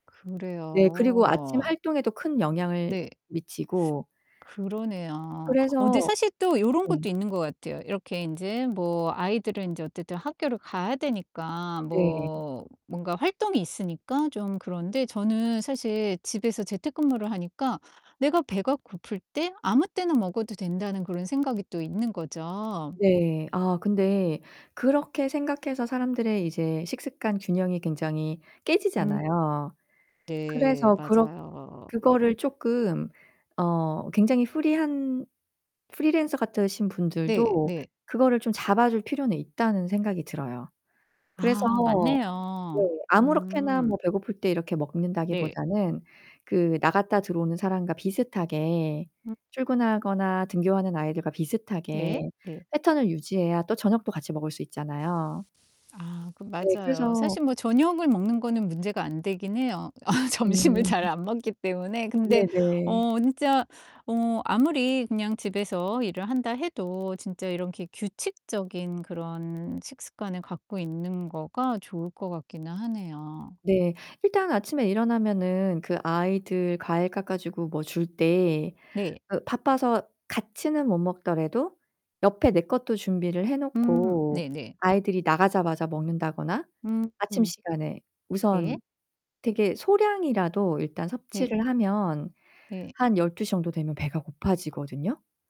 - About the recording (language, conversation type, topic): Korean, advice, 건강한 식습관을 유지하기가 왜 어려우신가요?
- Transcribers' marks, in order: distorted speech; other background noise; put-on voice: "프리한 프리랜서"; tapping; static; laughing while speaking: "아 점심을"